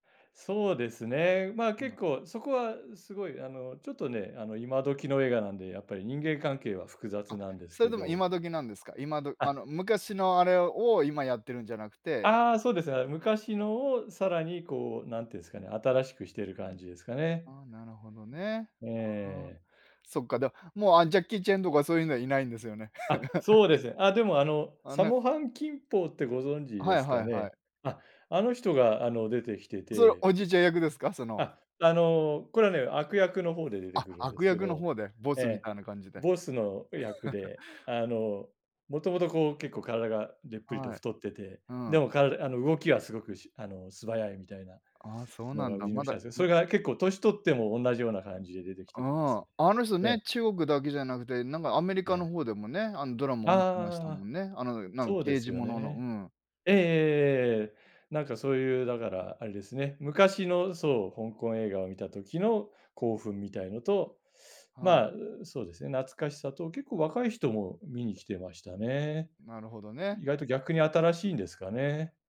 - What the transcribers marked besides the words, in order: laugh; laugh
- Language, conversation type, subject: Japanese, unstructured, 最近見た映画の中で特に印象に残った作品は何ですか？